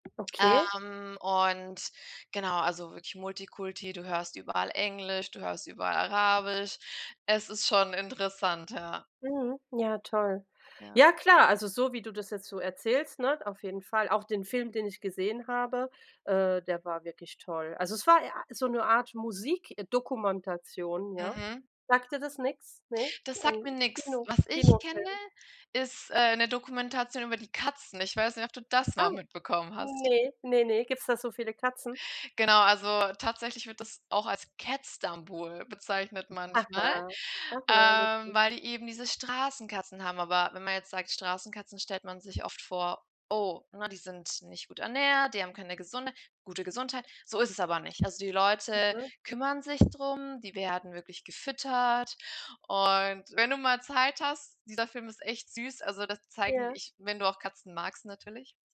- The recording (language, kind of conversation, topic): German, unstructured, Welcher Ort hat dich emotional am meisten berührt?
- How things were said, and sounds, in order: other background noise; tapping; surprised: "Ah"; giggle